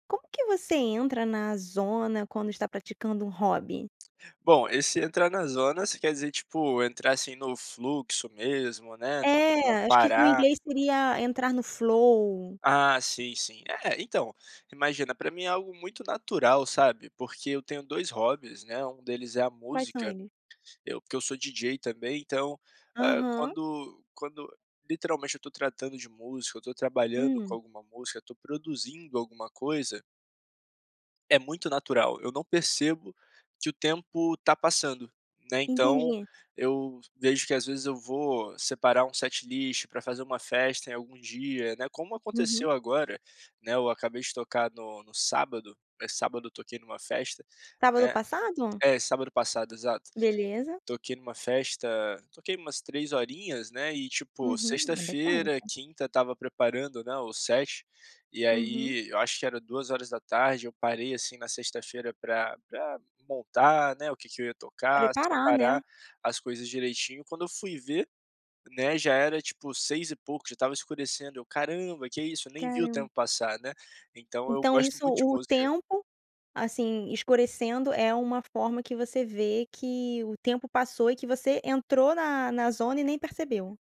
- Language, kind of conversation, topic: Portuguese, podcast, Como entrar no estado de fluxo ao praticar um hobby?
- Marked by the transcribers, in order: tapping